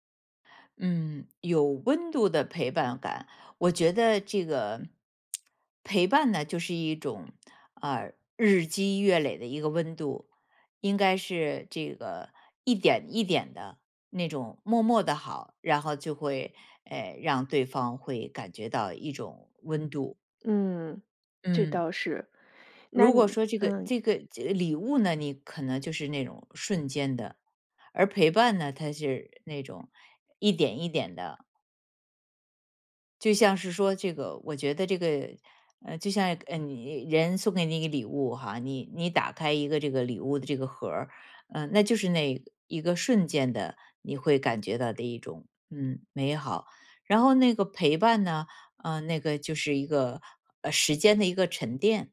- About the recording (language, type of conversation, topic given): Chinese, podcast, 你觉得陪伴比礼物更重要吗？
- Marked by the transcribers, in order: lip smack; tapping